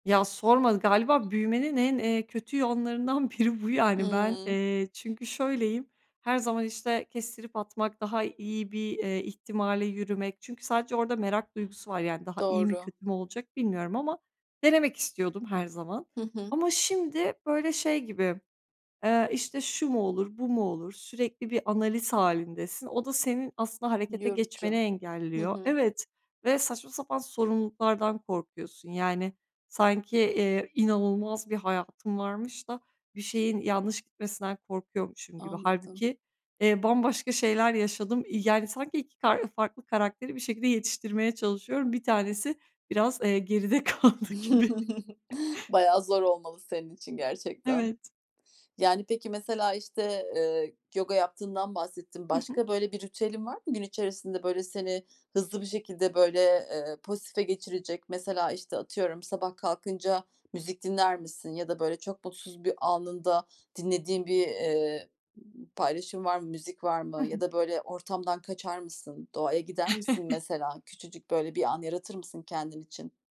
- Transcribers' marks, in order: laughing while speaking: "biri bu yani"; other background noise; chuckle; laughing while speaking: "kaldı gibi"; chuckle; chuckle
- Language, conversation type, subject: Turkish, podcast, Günlük hayattaki hangi küçük zevkler seni en çok mutlu eder?